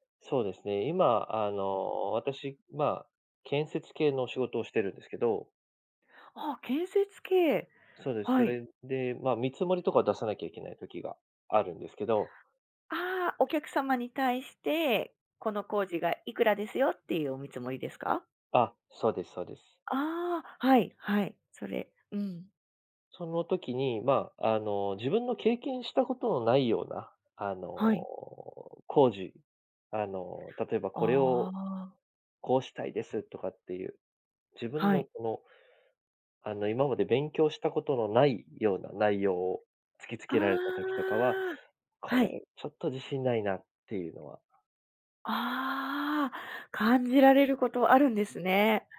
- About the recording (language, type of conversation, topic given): Japanese, podcast, 自信がないとき、具体的にどんな対策をしていますか?
- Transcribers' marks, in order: none